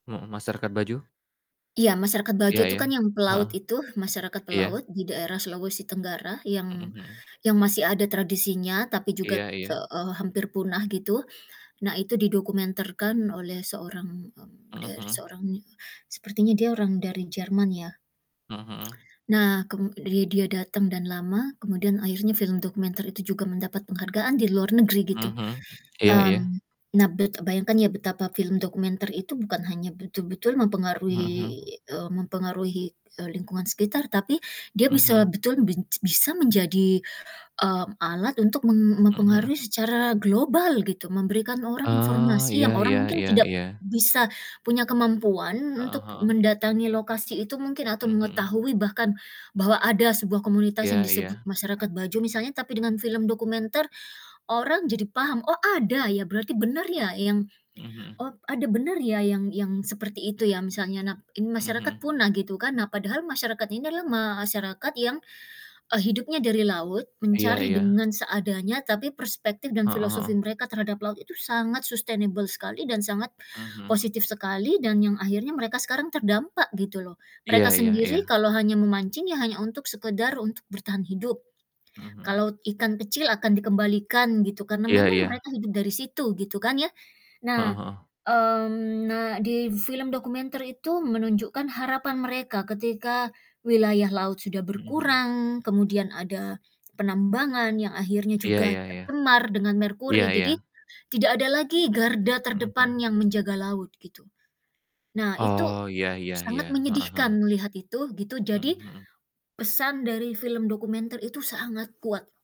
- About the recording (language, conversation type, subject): Indonesian, unstructured, Bagaimana film dokumenter dapat mengubah cara pandang kita terhadap dunia?
- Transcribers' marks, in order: mechanical hum; distorted speech; other background noise; in English: "sustainable"